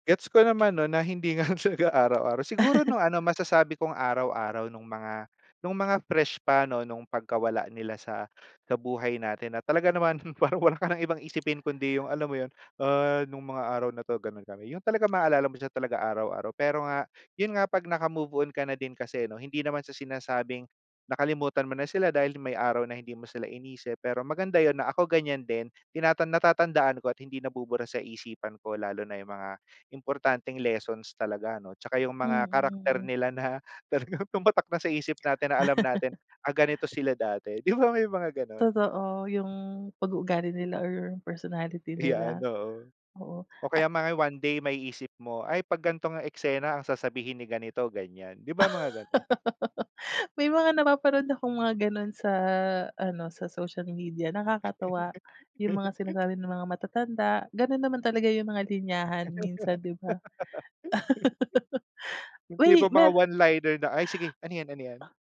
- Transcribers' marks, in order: laughing while speaking: "nga nun siya"; chuckle; laughing while speaking: "parang wala ka ng"; chuckle; laugh; laugh; laugh; laugh
- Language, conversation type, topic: Filipino, unstructured, Paano mo naaalala ang mga mahal mo sa buhay na wala na?